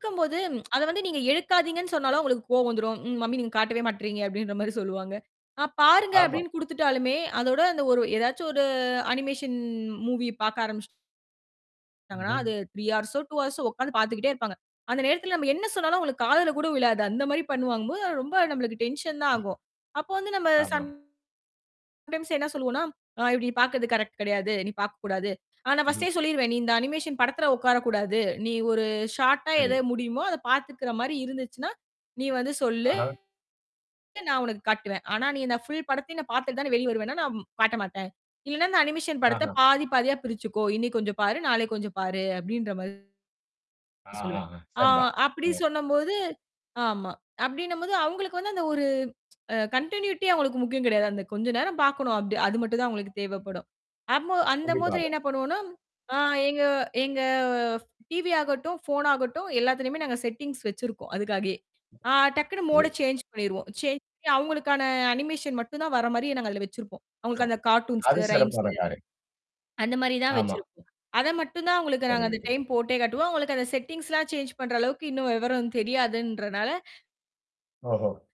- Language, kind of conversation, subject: Tamil, podcast, குழந்தைகளின் திரை நேரத்தை நீங்கள் எப்படி கட்டுப்படுத்த வேண்டும் என்று நினைக்கிறீர்கள்?
- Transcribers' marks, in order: in English: "அனிமேஷன் மூவிய"; drawn out: "அனிமேஷன்"; mechanical hum; distorted speech; in English: "த்ரீ ஹார்ஸோ, டூ ஹார்ஸோ"; static; in English: "அனிமேஷன்"; "படத்துல" said as "படத்துற"; in English: "ஷார்ட்டா"; in English: "அனிமேஷன்"; in English: "கன்டினியூட்டி"; "மாதிரி" said as "மோதிரி"; in English: "செட்டிங்ஸ்"; in English: "மோட சேஞ்ச்"; other noise; in English: "சேஞ்ச்"; in English: "அனிமேஷன்"; unintelligible speech; in English: "கார்ட்டூன்ஸு, ரைம்ஸு"; in English: "செட்டிங்ஸ்"; in English: "சேஞ்ச்"